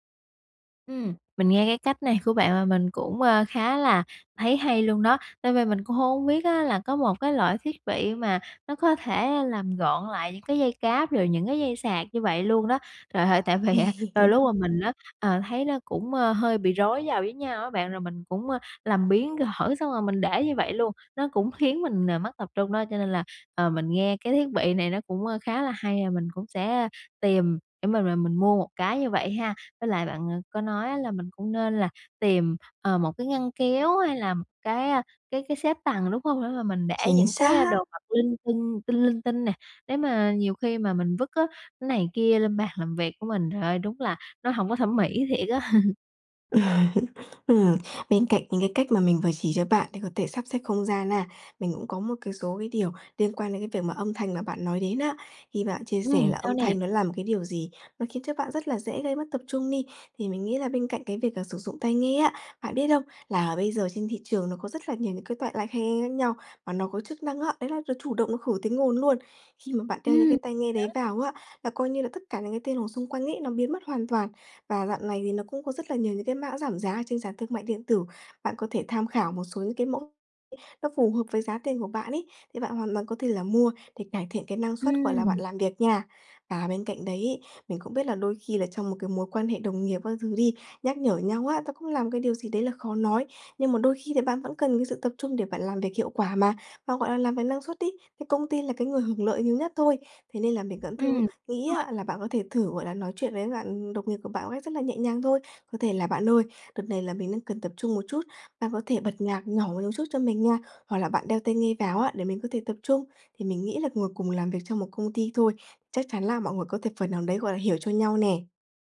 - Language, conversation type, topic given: Vietnamese, advice, Làm thế nào để điều chỉnh không gian làm việc để bớt mất tập trung?
- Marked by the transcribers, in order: tapping; laughing while speaking: "vì á"; laugh; unintelligible speech; laugh; in English: "hai e"; "high-end" said as "hai e"; unintelligible speech